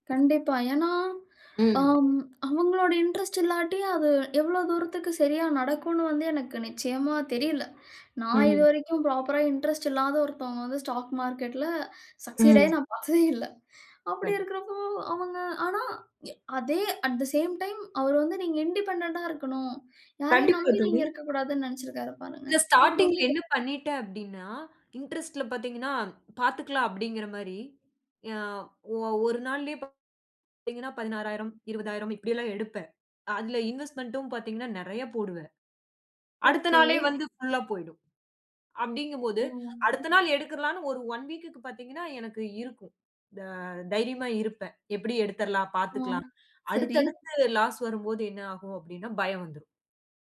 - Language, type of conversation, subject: Tamil, podcast, புதிய ஆர்வத்தைத் தொடங்கியபோது உங்களுக்கு என்னென்ன தடைகள் வந்தன?
- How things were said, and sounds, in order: other noise; in English: "இன்ட்ரெஸ்ட்"; in English: "ப்ராப்பரா இன்ட்ரெஸ்ட்"; in English: "ஸ்டாக் மார்க்கெட்ல சக்சீட்"; other background noise; laughing while speaking: "பார்த்ததே இல்ல"; in English: "அட் தே சேம் டைம்"; in English: "இண்டிபெண்டென்டா"; in English: "ஸ்டார்ட்டிங்ல"; in English: "இன்ட்ரெஸ்ட்ல"; in English: "இன்வெஸ்ட்மென்டும்"; "எடுத்துறலாம்ன்னு" said as "எடுக்குறலாம்ன்னு"; in English: "ஒன் வீக்க்கு"; in English: "லாஸ்"